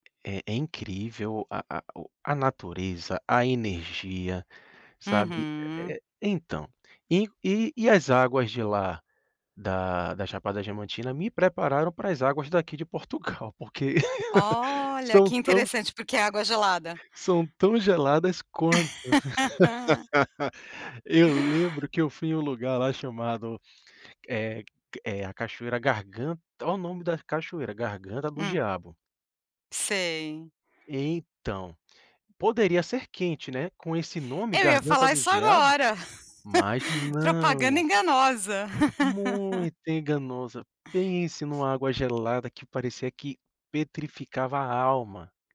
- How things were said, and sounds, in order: tapping; chuckle; laugh; gasp; chuckle; laugh
- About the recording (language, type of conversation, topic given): Portuguese, podcast, Seu celular já te ajudou ou te deixou na mão quando você se perdeu?